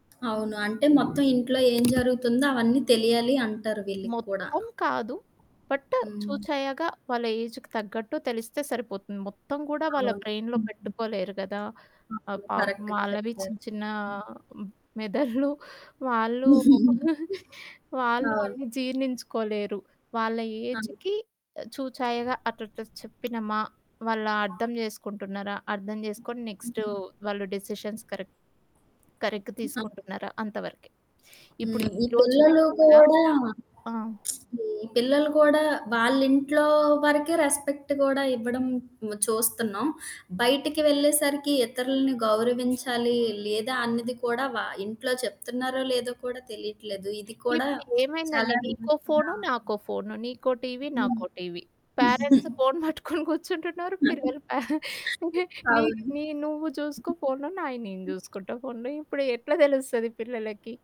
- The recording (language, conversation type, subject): Telugu, podcast, పెద్దల సూచనలు అనుసరించడం మంచిదా, లేక స్వతంత్రంగా మీ దారి ఎంచుకోవడమా?
- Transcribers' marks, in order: other background noise; in English: "బట్"; in English: "బ్రెయిన్‌లో"; static; in English: "కరెక్ట్‌గా"; "మెదడ్లు" said as "మెదర్లు"; chuckle; horn; in English: "డెసిషన్స్ కరెక్ట్, కరెక్ట్"; in English: "రెస్పెక్ట్"; unintelligible speech; laughing while speaking: "ఫోను పట్టుకొని కూర్చుంటున్నారు. పిల్లలు ప నీకు"; chuckle